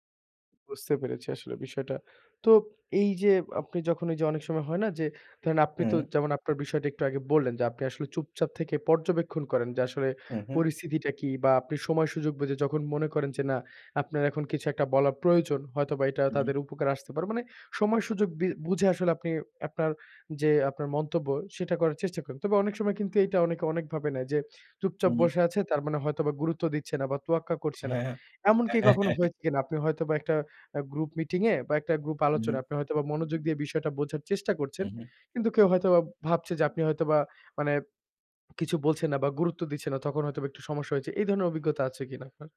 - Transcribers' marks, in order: chuckle
- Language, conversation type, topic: Bengali, podcast, গ্রুপ চ্যাটে কখন চুপ থাকবেন, আর কখন কথা বলবেন?